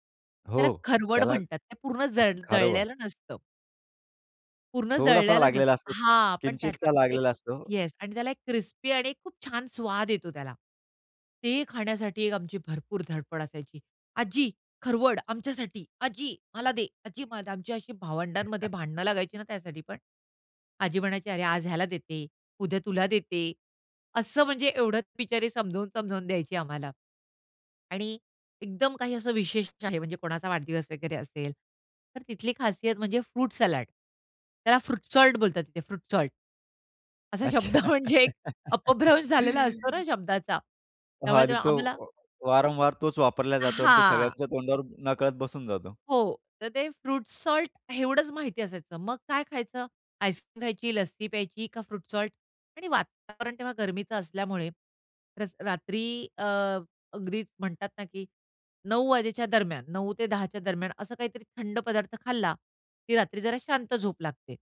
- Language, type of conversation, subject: Marathi, podcast, चव आणि आठवणी यांचं नातं कसं समजावशील?
- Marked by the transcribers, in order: chuckle; in English: "येस"; in English: "क्रिस्पी"; put-on voice: "आजी खरवड आमच्यासाठी. आजी, मला दे आजी मला"; other background noise; chuckle; laughing while speaking: "शब्द म्हणजे एक अपभ्रंश झालेला असतो ना शब्दाचा"; laughing while speaking: "अच्छा"; laugh